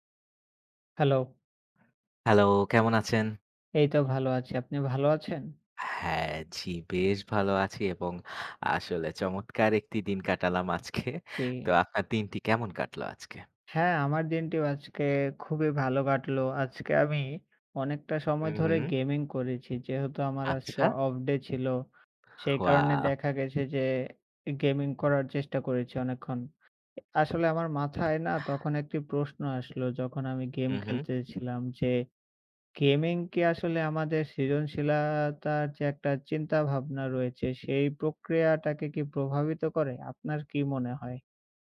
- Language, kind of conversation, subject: Bengali, unstructured, গেমিং কি আমাদের সৃজনশীলতাকে উজ্জীবিত করে?
- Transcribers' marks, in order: other background noise; laughing while speaking: "আজকে"; tapping; chuckle